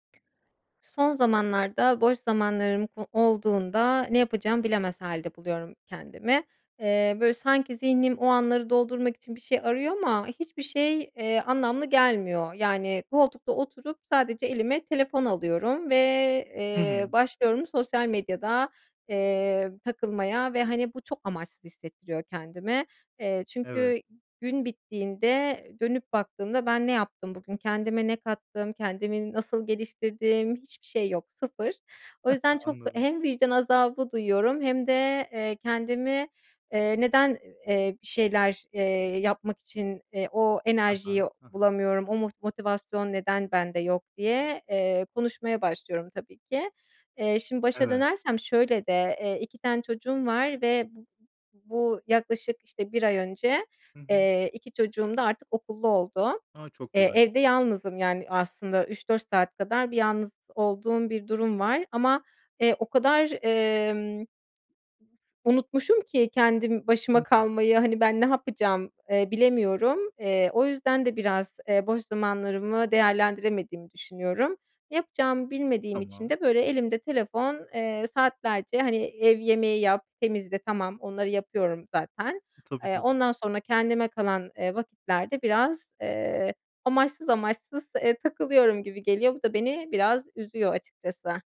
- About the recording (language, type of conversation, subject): Turkish, advice, Boş zamanlarınızı değerlendiremediğinizde kendinizi amaçsız hissediyor musunuz?
- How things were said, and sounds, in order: other background noise; giggle